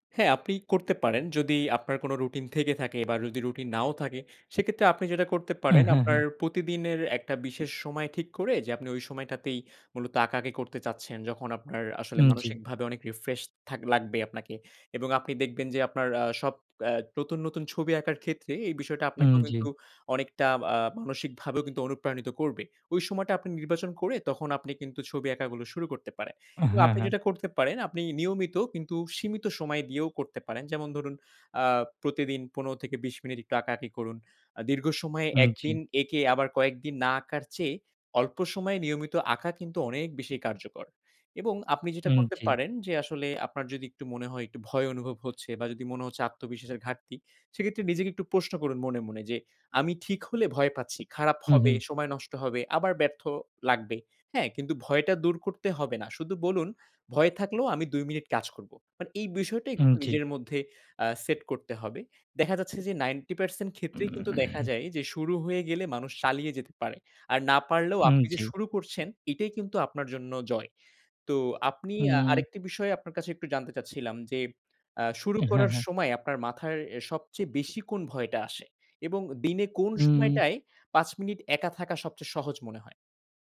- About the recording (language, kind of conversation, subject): Bengali, advice, নতুন কোনো শখ শুরু করতে গিয়ে ব্যর্থতার ভয় পেলে বা অনুপ্রেরণা হারিয়ে ফেললে আমি কী করব?
- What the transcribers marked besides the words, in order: horn; throat clearing